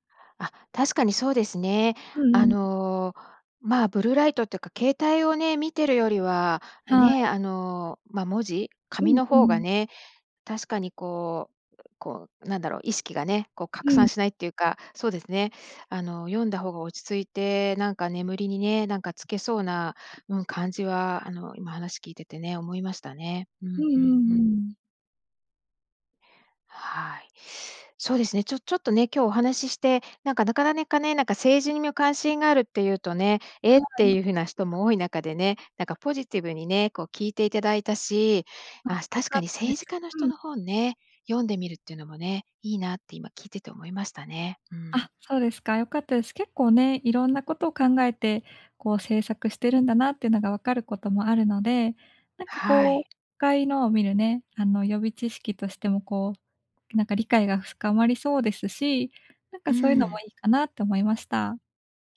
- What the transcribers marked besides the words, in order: "政治にも" said as "にみを"
- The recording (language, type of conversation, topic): Japanese, advice, 安らかな眠りを優先したいのですが、夜の習慣との葛藤をどう解消すればよいですか？